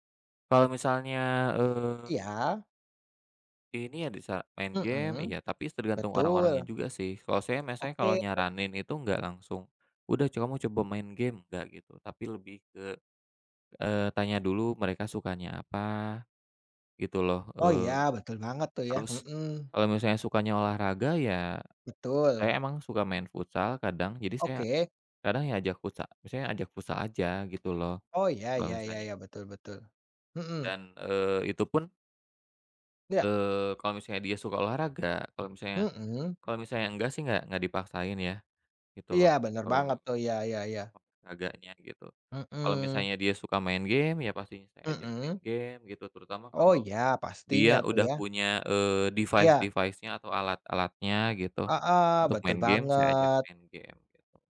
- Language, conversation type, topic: Indonesian, unstructured, Bagaimana hobimu membantumu melepas stres sehari-hari?
- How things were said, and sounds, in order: tapping; in English: "device-device-nya"